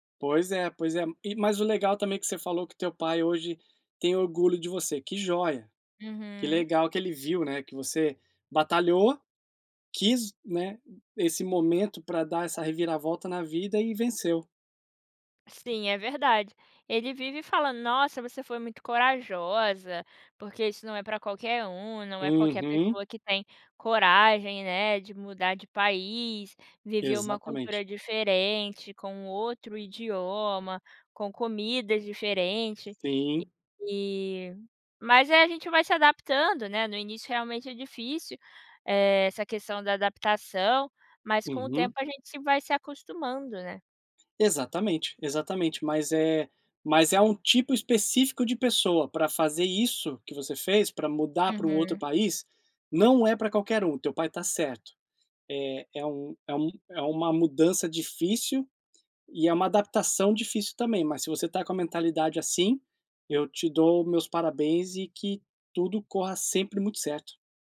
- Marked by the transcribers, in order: none
- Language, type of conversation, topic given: Portuguese, podcast, Qual foi um momento que realmente mudou a sua vida?